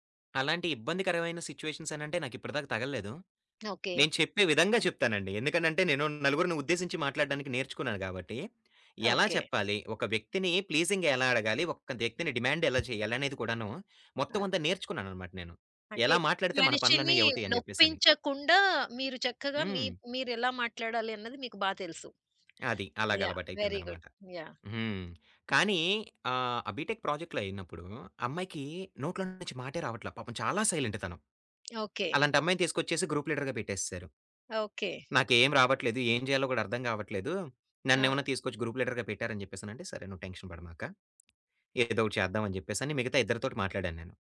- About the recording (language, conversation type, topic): Telugu, podcast, మీరు ఫ్లో స్థితిలోకి ఎలా ప్రవేశిస్తారు?
- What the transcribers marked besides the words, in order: in English: "సిట్యుయేషన్స్"; in English: "ప్లీజింగ్‌గా"; in English: "డిమాండ్"; other background noise; tapping; in English: "వెరీ గుడ్"; in English: "బీటెక్ ప్రాజెక్ట్‌లో"; in English: "సైలెంట్"; in English: "గ్రూప్ లీడర్‌గా"; in English: "గ్రూప్ లీడర్‌గా"; in English: "టెన్షన్"